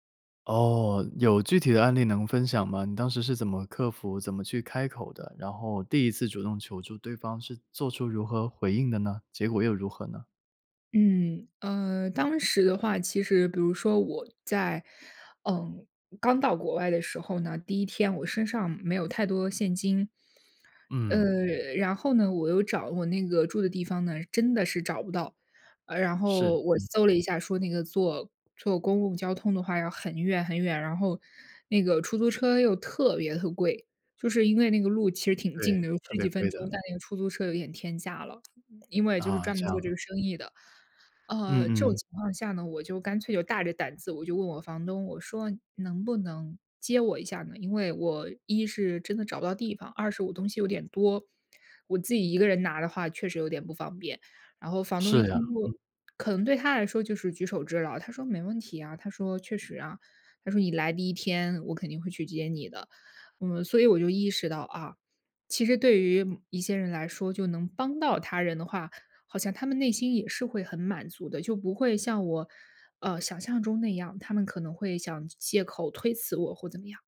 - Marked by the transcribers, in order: other background noise
- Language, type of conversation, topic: Chinese, podcast, 你是什么时候学会主动开口求助的？